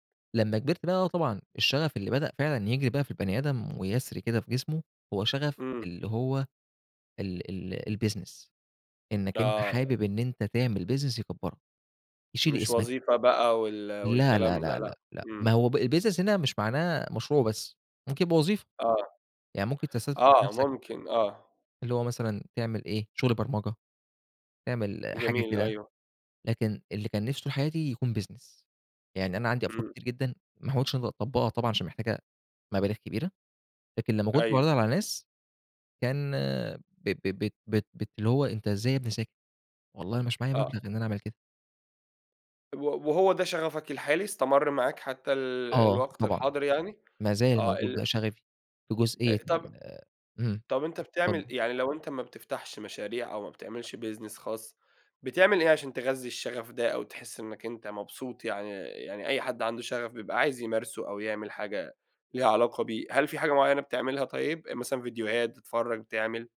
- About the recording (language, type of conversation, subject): Arabic, podcast, إزاي تقدر تكتشف شغفك؟
- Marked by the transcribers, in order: tapping; in English: "الBusiness"; in English: "business"; in English: "الbusiness"; in English: "business"; in English: "business"